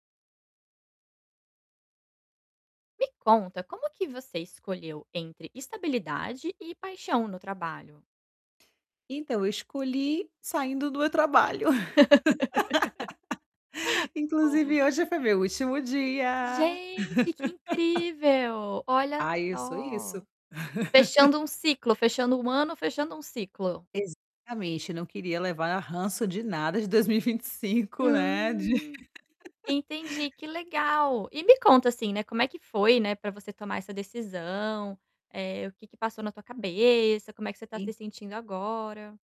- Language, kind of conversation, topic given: Portuguese, podcast, Como você escolheu entre estabilidade e paixão no trabalho?
- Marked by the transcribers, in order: static; laugh; tapping; laugh; laugh; other background noise; distorted speech; laughing while speaking: "dois mil e vinte e cinco, né, de"; laugh